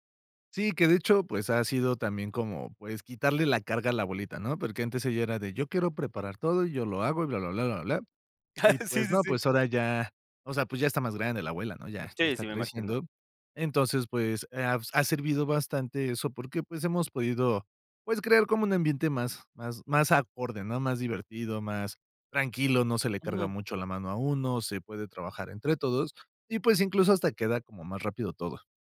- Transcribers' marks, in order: chuckle
- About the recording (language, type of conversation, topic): Spanish, podcast, ¿Qué recuerdos tienes de cocinar y comer en grupo?